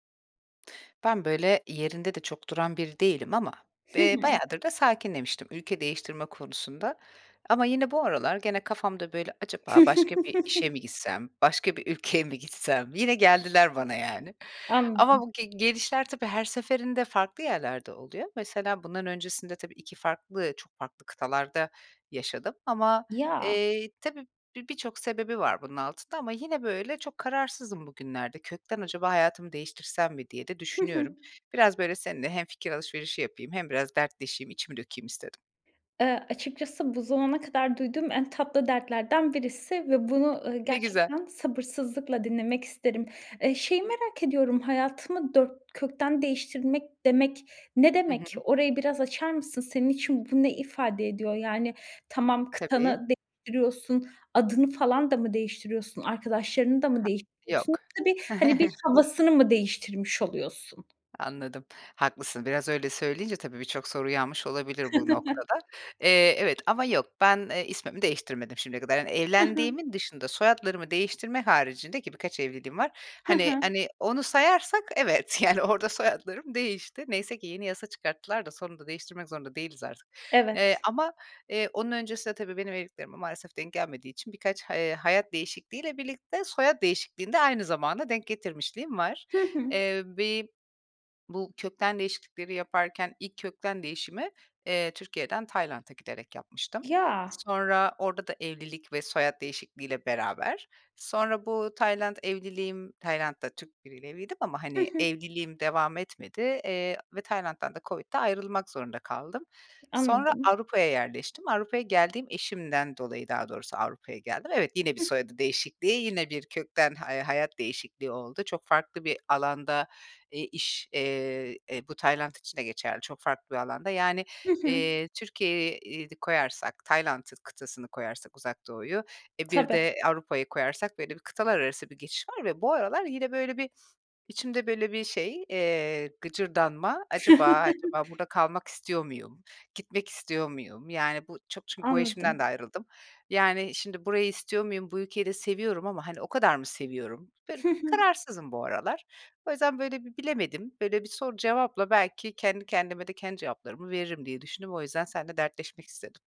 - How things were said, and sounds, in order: chuckle; laughing while speaking: "ülkeye mi gitsem? Yine geldiler bana, yani"; other background noise; other noise; unintelligible speech; chuckle; chuckle; laughing while speaking: "evet, yani, orada soyadlarım değişti"; chuckle; unintelligible speech
- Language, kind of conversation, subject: Turkish, advice, Yaşam tarzınızı kökten değiştirmek konusunda neden kararsız hissediyorsunuz?